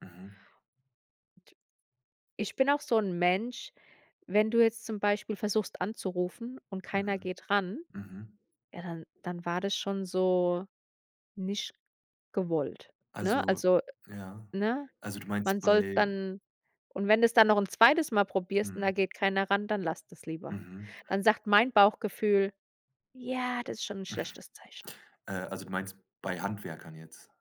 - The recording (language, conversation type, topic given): German, podcast, Wie unterscheidest du Bauchgefühl von bloßer Angst?
- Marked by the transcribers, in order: other noise; put-on voice: "Ja"; chuckle